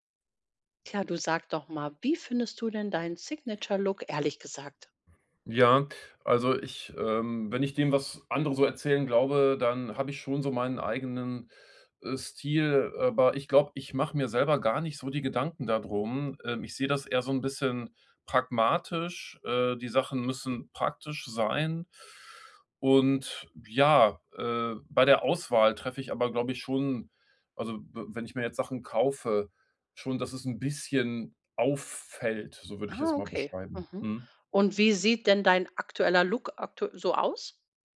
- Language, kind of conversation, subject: German, podcast, Wie findest du deinen persönlichen Stil, der wirklich zu dir passt?
- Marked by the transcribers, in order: other background noise; in English: "Signature Look"